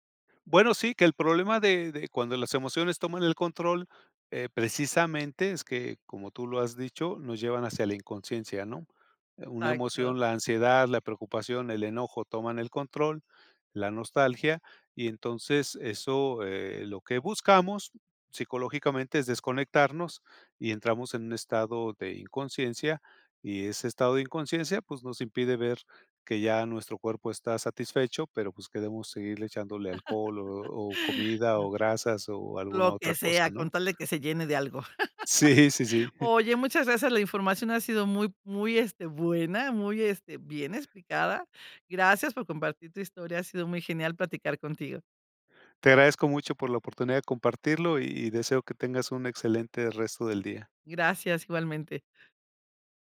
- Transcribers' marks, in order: laugh; other noise; laugh; giggle
- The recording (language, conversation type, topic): Spanish, podcast, ¿Cómo identificas el hambre real frente a los antojos emocionales?